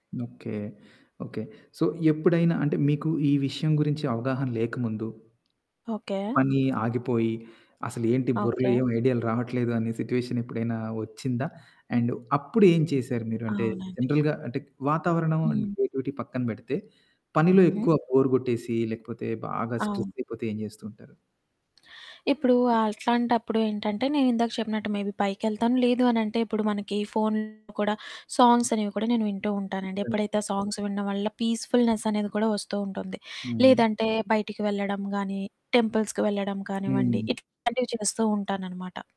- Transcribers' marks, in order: in English: "సో"; tapping; in English: "సిట్యుయేషన్"; in English: "జనరల్‌గా"; other background noise; in English: "అండ్ క్రియేటివిటీ"; static; in English: "బోర్"; in English: "స్ట్రెస్"; in English: "మేబీ"; distorted speech; in English: "సాంగ్స్"; in English: "సాంగ్స్"; in English: "టెంపుల్స్‌కి"
- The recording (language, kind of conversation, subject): Telugu, podcast, వాతావరణాన్ని మార్చుకుంటే సృజనాత్మకత మరింత ఉత్తేజితమవుతుందా?